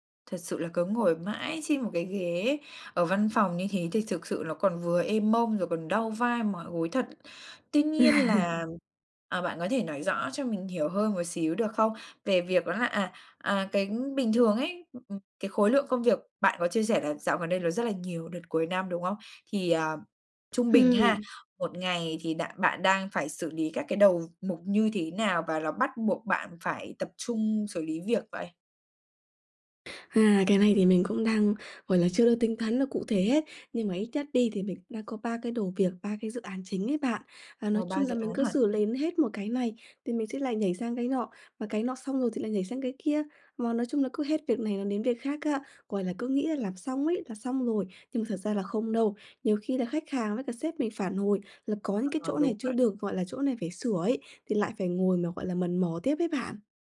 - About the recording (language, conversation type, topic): Vietnamese, advice, Làm sao để tôi vận động nhẹ nhàng xuyên suốt cả ngày khi phải ngồi nhiều?
- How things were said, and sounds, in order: tapping; laugh; other background noise; "lý" said as "lến"